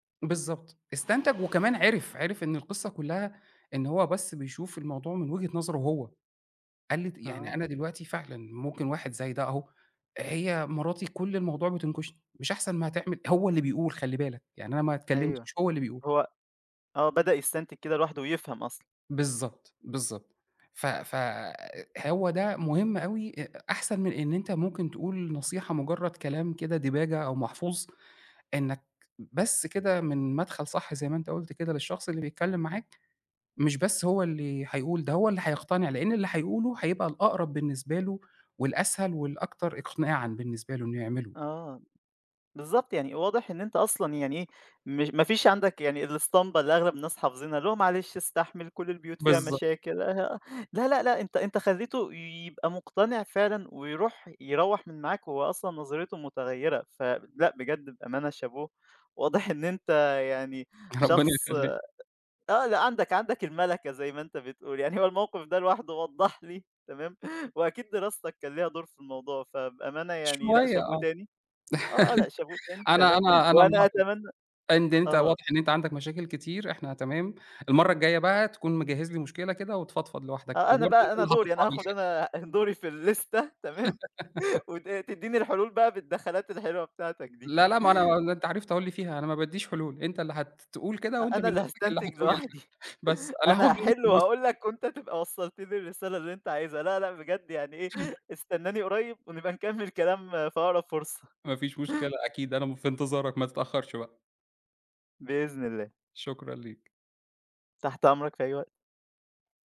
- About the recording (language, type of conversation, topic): Arabic, podcast, إزاي تقدر توازن بين إنك تسمع كويس وإنك تدي نصيحة من غير ما تفرضها؟
- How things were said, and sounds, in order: other background noise; other noise; in French: "شابوه"; laughing while speaking: "ربنا يخلّيك"; laughing while speaking: "يعني هو الموقف ده لوحده وضح لي تمام"; laugh; in French: "شابوه"; in French: "شابوه"; in English: "الليستة"; laugh; laughing while speaking: "وت تديني الحلول بقى بالدخلات الحلوة بتاعتك دي"; laugh; laughing while speaking: "أ أنا اللي هاستنتج لوحدي … في أقرب فرصة"